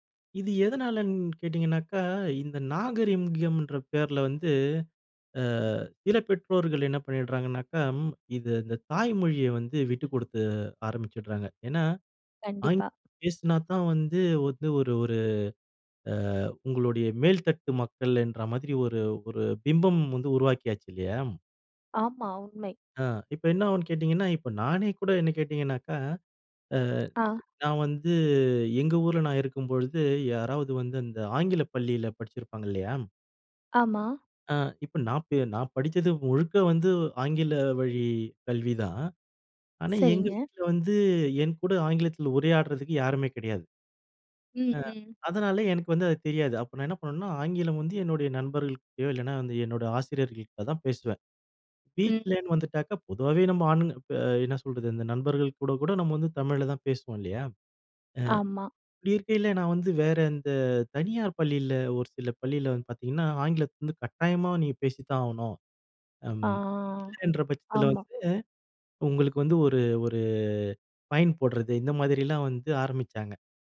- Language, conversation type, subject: Tamil, podcast, தாய்மொழி உங்கள் அடையாளத்திற்கு எவ்வளவு முக்கியமானது?
- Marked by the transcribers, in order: "நாகரிகம்ன்ற" said as "நாகரிம்கம்ன்ற"; other background noise; lip smack; in English: "ஃபைன்"